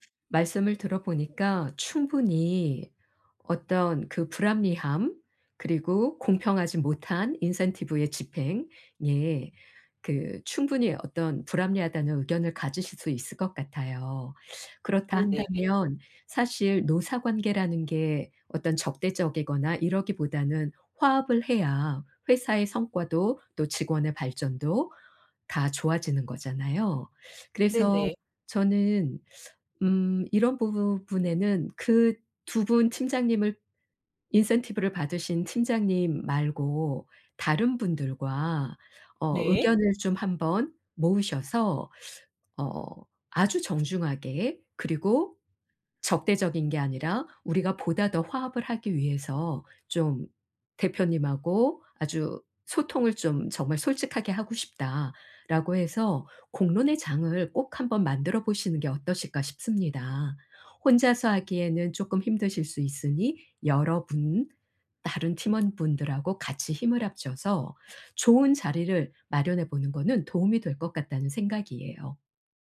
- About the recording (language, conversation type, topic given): Korean, advice, 직장에서 관행처럼 굳어진 불공정한 처우에 실무적으로 안전하게 어떻게 대응해야 할까요?
- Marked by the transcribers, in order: other background noise; in English: "incentive의"; teeth sucking; teeth sucking; in English: "incentive를"; teeth sucking